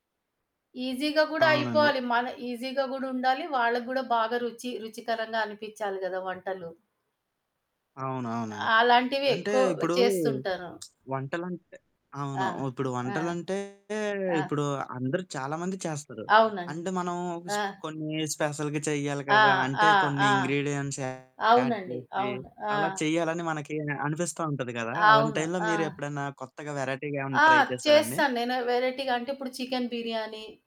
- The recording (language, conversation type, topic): Telugu, podcast, అలసిన మనసుకు హత్తుకునేలా మీరు ఏ వంటకం చేస్తారు?
- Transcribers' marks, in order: static; in English: "ఈజి‌గ"; in English: "ఈజిగా"; lip smack; distorted speech; in English: "స్పెషల్‌గా"; other background noise; in English: "ఇంగ్రీడియెంట్స్ యాడ్"; in English: "టైమ్‌లో"; in English: "వెరైటీగా"; in English: "ట్రై"; in English: "వేరైటీగా"; in English: "చికెన్ బిర్యానీ"